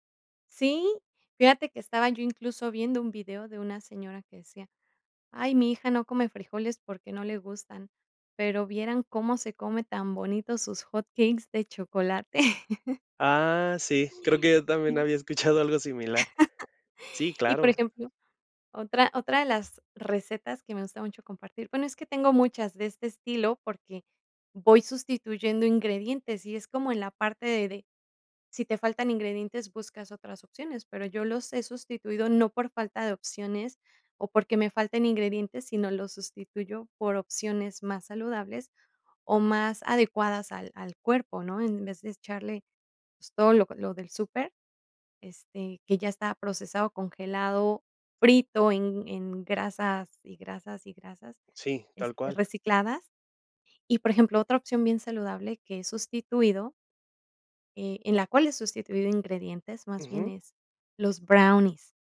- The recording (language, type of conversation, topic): Spanish, podcast, ¿Cómo improvisas cuando te faltan ingredientes?
- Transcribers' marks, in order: chuckle; laugh